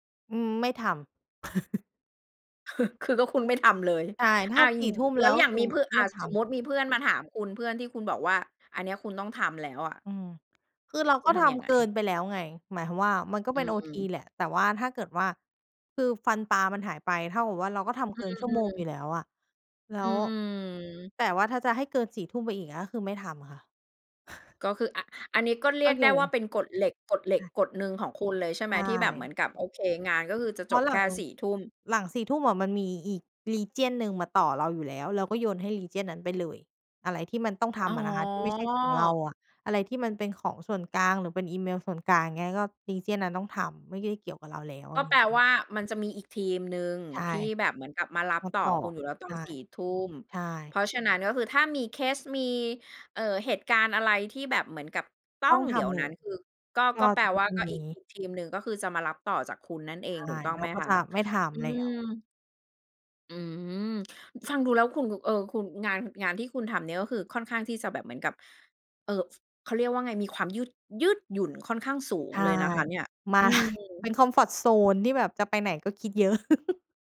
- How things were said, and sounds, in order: chuckle; laughing while speaking: "คือก็คุณไม่ทำ"; other background noise; chuckle; in English: "region"; in English: "region"; in English: "region"; stressed: "ต้อง"; laughing while speaking: "มา"; chuckle
- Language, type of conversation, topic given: Thai, podcast, เล่าให้ฟังหน่อยว่าคุณจัดสมดุลระหว่างงานกับชีวิตส่วนตัวยังไง?